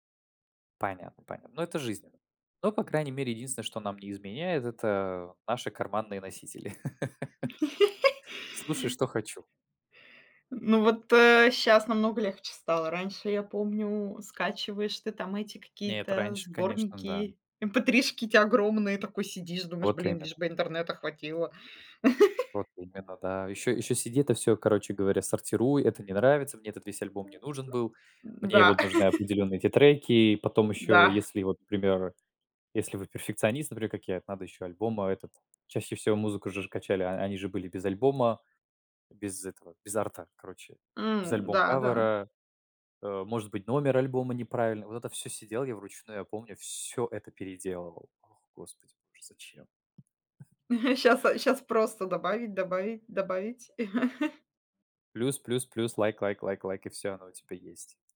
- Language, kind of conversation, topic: Russian, unstructured, Как музыка влияет на твоё настроение в течение дня?
- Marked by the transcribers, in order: laugh; put-on voice: "Блин, лишь бы интернета хватило"; laugh; other noise; chuckle; other background noise; chuckle; chuckle